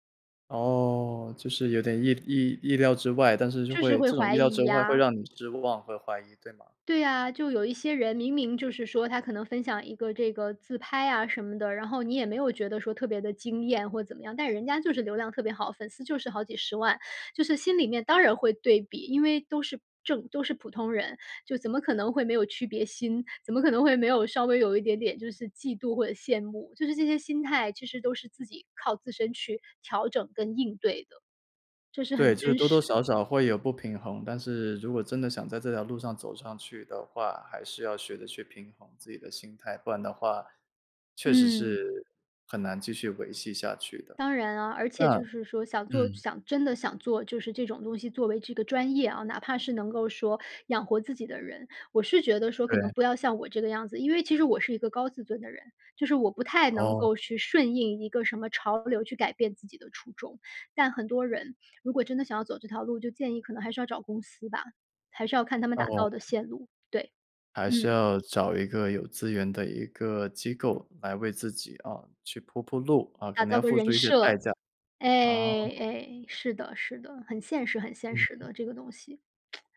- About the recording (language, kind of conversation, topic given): Chinese, podcast, 你第一次什么时候觉得自己是创作者？
- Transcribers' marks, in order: other background noise; lip smack